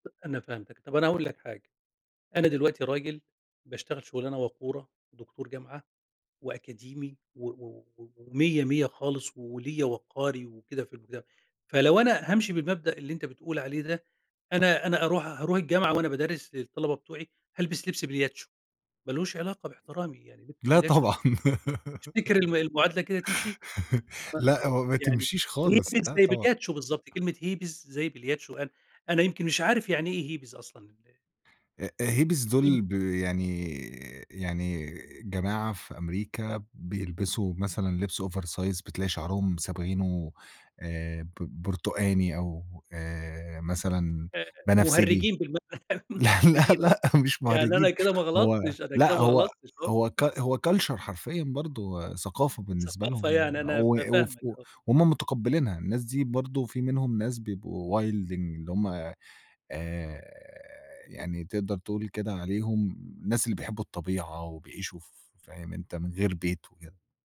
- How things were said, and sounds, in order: other background noise; laugh; in English: "هيبيز"; in English: "هيبيز"; tapping; in English: "هيبيز"; in English: "هيبز"; unintelligible speech; in English: "over size"; laughing while speaking: "لا، لا، لأ"; laugh; in English: "culture"; laugh; unintelligible speech; in English: "وايلدينج"
- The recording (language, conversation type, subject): Arabic, podcast, إيه نصيحتك لحد عايز يطوّر ستايله في اللبس؟